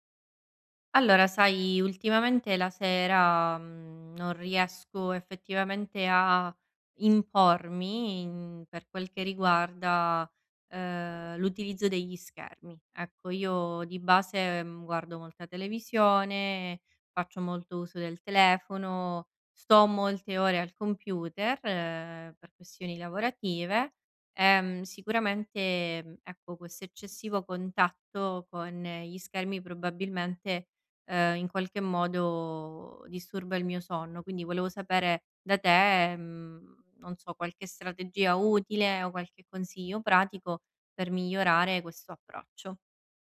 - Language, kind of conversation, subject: Italian, advice, Come posso spegnere gli schermi la sera per dormire meglio senza arrabbiarmi?
- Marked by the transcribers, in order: none